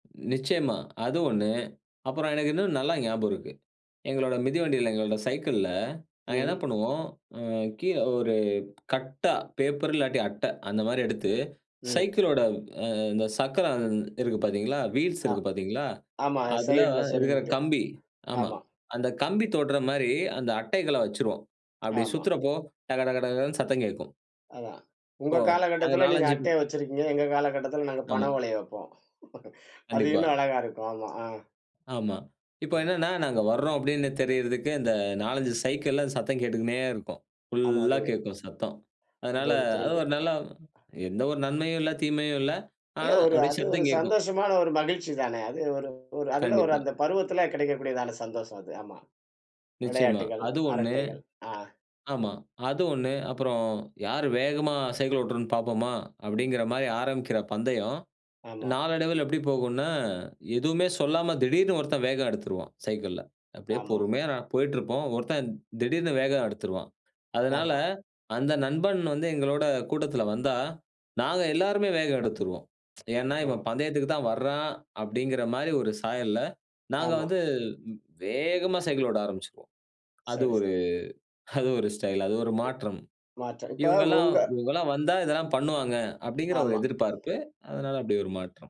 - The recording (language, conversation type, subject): Tamil, podcast, நண்பர்களின் பார்வை உங்கள் பாணியை மாற்றுமா?
- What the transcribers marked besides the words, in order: other noise; tapping; other background noise; laugh; in English: "த்ரில்"; tsk; chuckle